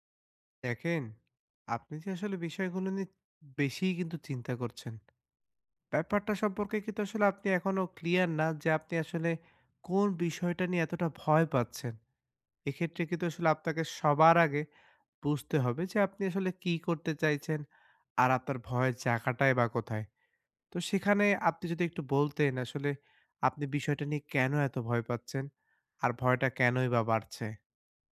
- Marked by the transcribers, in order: tapping
- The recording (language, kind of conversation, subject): Bengali, advice, ব্যর্থতার ভয়ে চেষ্টা করা বন্ধ করা